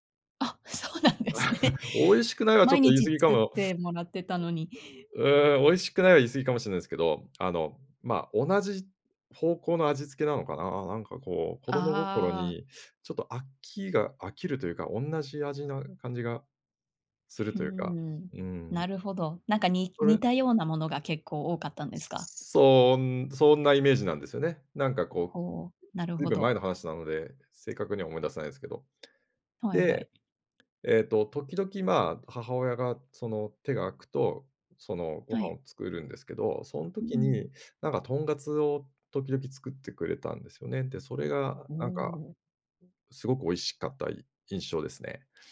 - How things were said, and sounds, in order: laughing while speaking: "そうなんですね"; laugh; other background noise; tapping; other noise
- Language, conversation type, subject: Japanese, podcast, 子どもの頃の食卓で一番好きだった料理は何ですか？